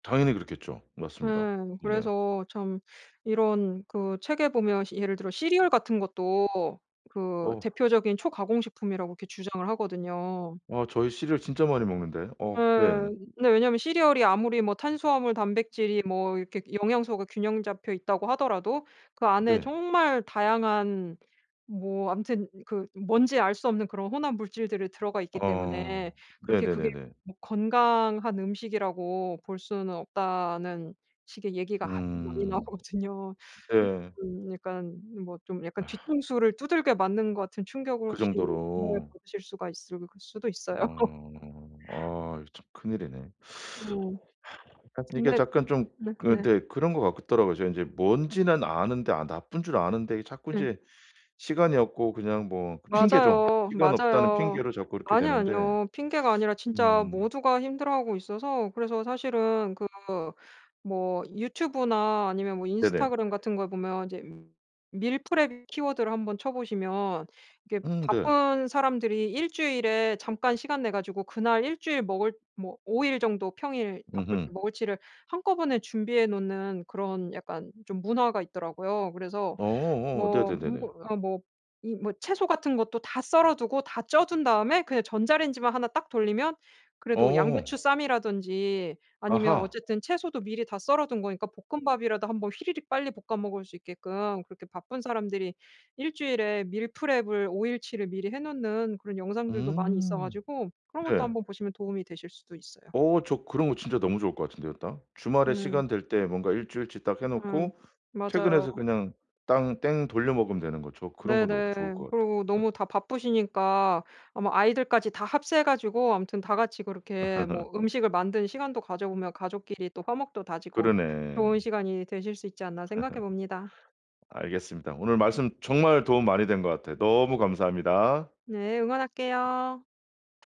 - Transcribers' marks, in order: laughing while speaking: "나오거든요"; unintelligible speech; laughing while speaking: "있어요"; teeth sucking; sigh; other background noise; laugh; laugh; tapping
- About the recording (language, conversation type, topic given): Korean, advice, 바쁜 일정 속에서 가공식품 섭취를 줄이고 건강하게 식사하려면 어떻게 시작하면 좋을까요?